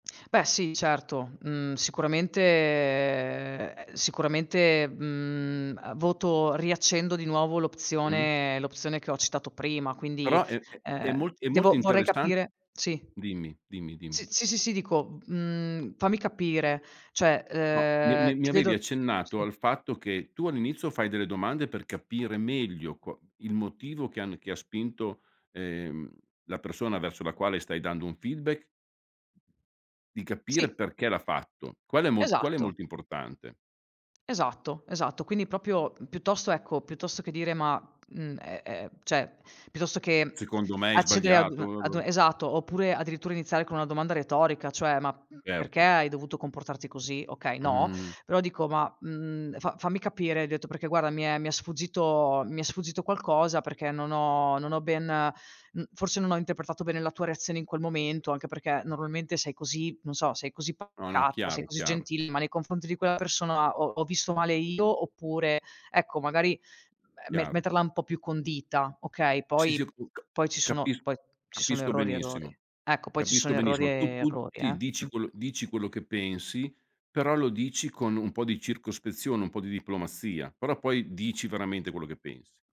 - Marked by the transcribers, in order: drawn out: "sicuramente"; in English: "feedback"; other background noise; tapping; "proprio" said as "propio"; "cioè" said as "ceh"; unintelligible speech
- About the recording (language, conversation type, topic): Italian, podcast, Come si può dare un feedback senza offendere?